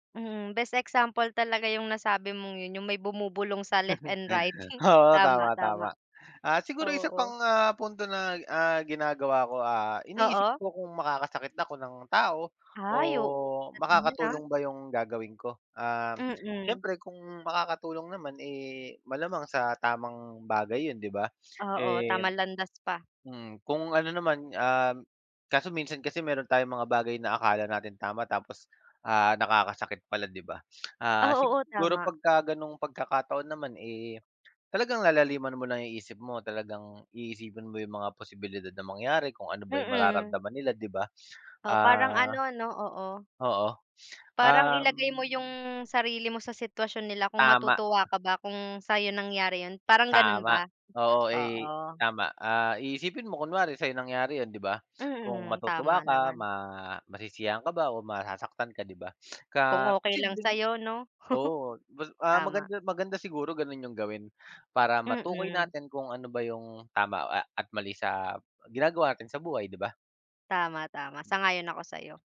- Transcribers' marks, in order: chuckle; snort; drawn out: "o"; other background noise; sniff; sniff; tapping; sniff; drawn out: "um"; dog barking; sniff; sniff; chuckle
- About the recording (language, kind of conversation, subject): Filipino, unstructured, Paano mo natutukoy kung ano ang tama at mali sa iyong buhay?